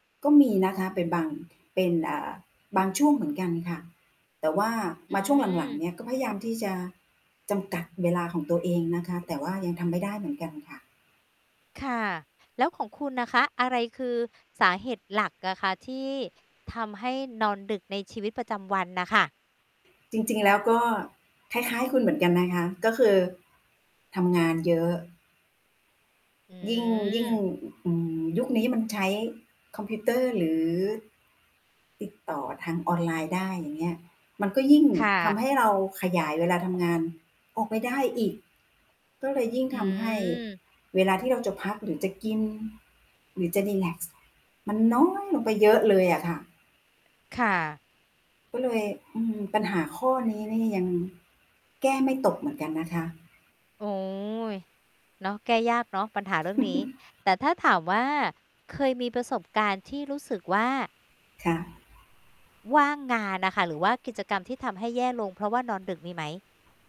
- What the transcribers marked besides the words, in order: static; tapping; stressed: "น้อย"; chuckle
- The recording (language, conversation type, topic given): Thai, unstructured, คุณคิดว่าการนอนดึกส่งผลต่อประสิทธิภาพในแต่ละวันไหม?